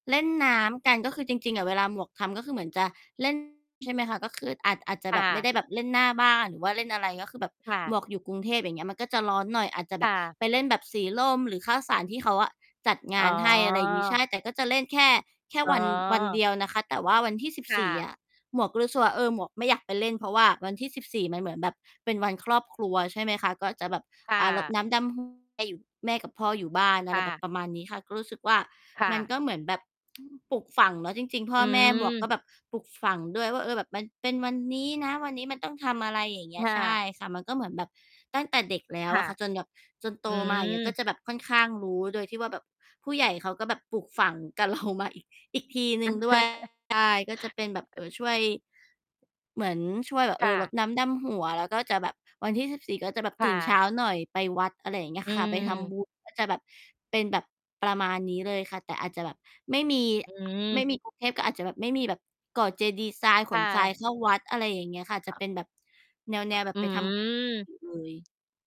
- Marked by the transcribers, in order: distorted speech; other background noise; chuckle; laughing while speaking: "กับเรา"; tapping
- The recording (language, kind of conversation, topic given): Thai, unstructured, ประเพณีใดที่คุณอยากให้คนรุ่นใหม่รู้จักมากขึ้น?